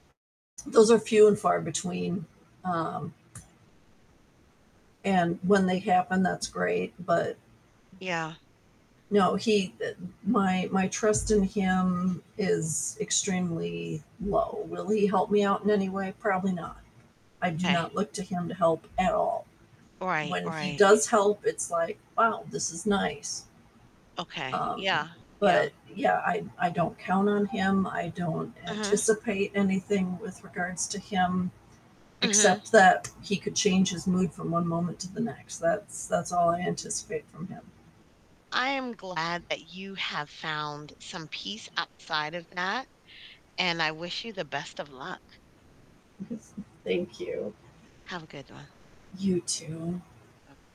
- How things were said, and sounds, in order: static; tapping; other background noise; chuckle
- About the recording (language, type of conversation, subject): English, advice, How can I rebuild trust in my romantic partner after it's been broken?
- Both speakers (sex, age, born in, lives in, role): female, 45-49, United States, United States, advisor; female, 50-54, United States, United States, user